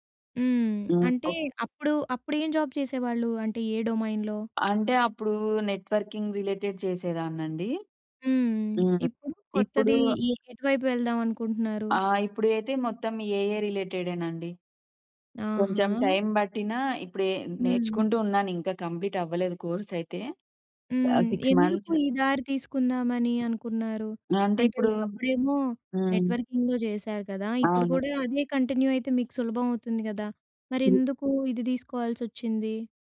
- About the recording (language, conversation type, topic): Telugu, podcast, పాత ఉద్యోగాన్ని వదిలి కొత్త ఉద్యోగానికి మీరు ఎలా సిద్ధమయ్యారు?
- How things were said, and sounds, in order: in English: "జాబ్"; in English: "డొమైన్‌లో?"; in English: "నెట్వర్కింగ్ రిలేటెడ్"; in English: "ఏఐ"; in English: "టైమ్"; in English: "కంప్లీట్"; in English: "కోర్స్"; in English: "సిక్స్ మంత్స్"; in English: "నెట్వర్కింగ్‌లో"; in English: "కంటిన్యూ"; other background noise